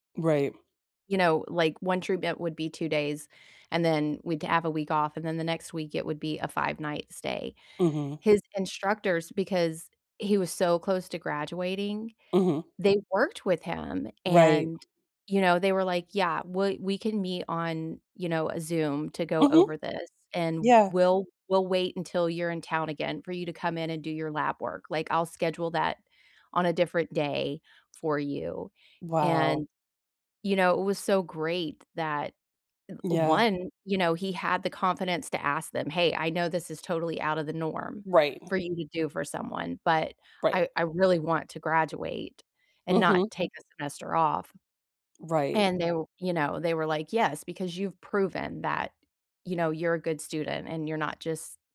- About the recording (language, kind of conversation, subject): English, unstructured, How can I build confidence to ask for what I want?
- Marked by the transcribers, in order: other background noise; tapping